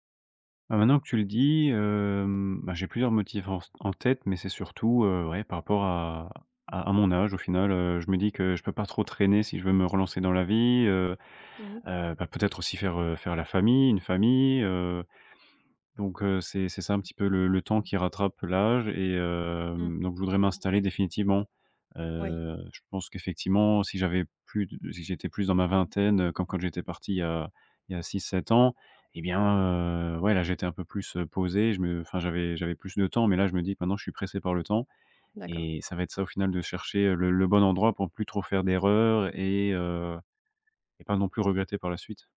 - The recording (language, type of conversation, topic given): French, advice, Faut-il quitter un emploi stable pour saisir une nouvelle opportunité incertaine ?
- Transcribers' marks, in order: drawn out: "hem"